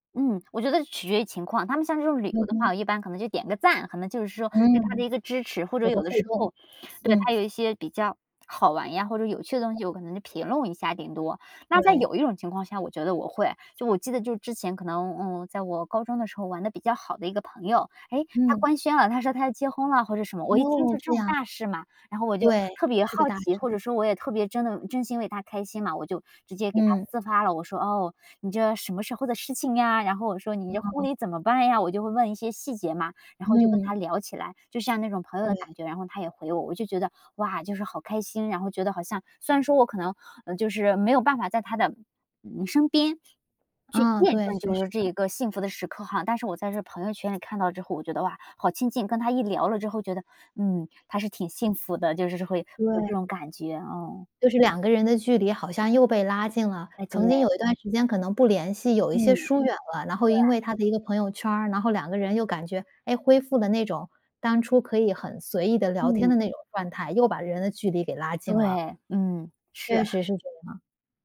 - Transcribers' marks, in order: other background noise; other noise
- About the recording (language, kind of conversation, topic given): Chinese, podcast, 社交媒体会让你更孤单，还是让你与他人更亲近？